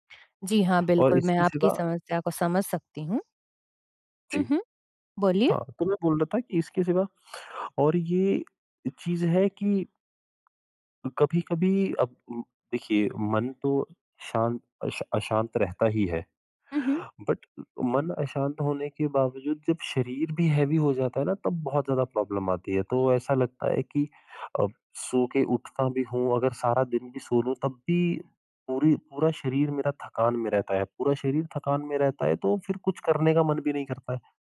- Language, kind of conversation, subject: Hindi, advice, सोने से पहले बेहतर नींद के लिए मैं शरीर और मन को कैसे शांत करूँ?
- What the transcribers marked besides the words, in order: dog barking; in English: "बट"; in English: "हेवी"; in English: "प्रॉब्लम"